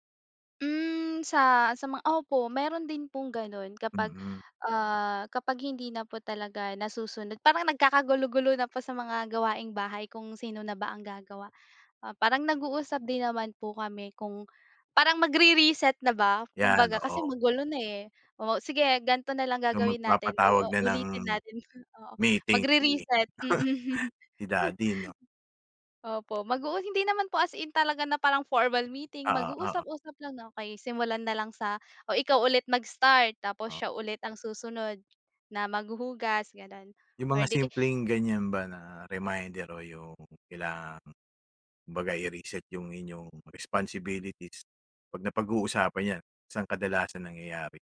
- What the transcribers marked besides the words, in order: other noise; chuckle; other background noise
- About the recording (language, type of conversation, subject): Filipino, podcast, Paano ninyo inaayos at hinahati ang mga gawaing-bahay sa inyong tahanan?